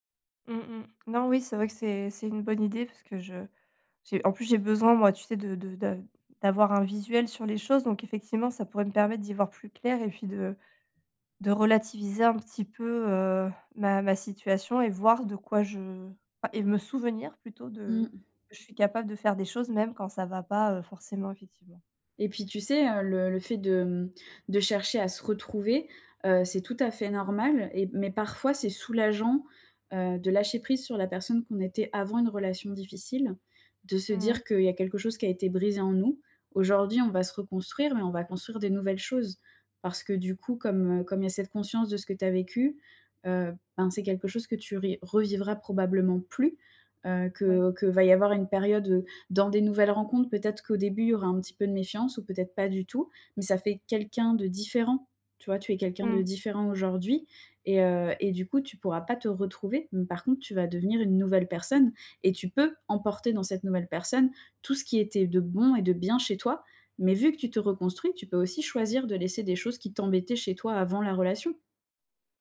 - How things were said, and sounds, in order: stressed: "plus"; stressed: "peux"
- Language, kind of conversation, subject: French, advice, Comment retrouver confiance en moi après une rupture émotionnelle ?